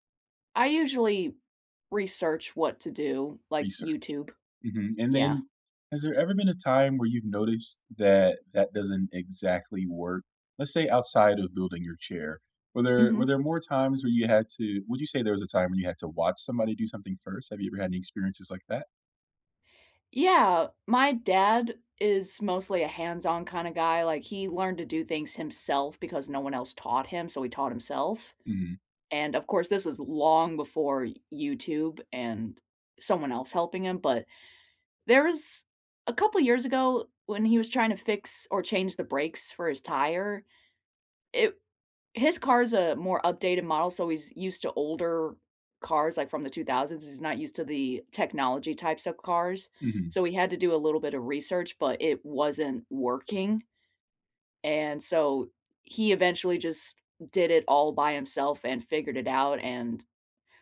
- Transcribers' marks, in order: none
- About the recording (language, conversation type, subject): English, unstructured, What is your favorite way to learn new things?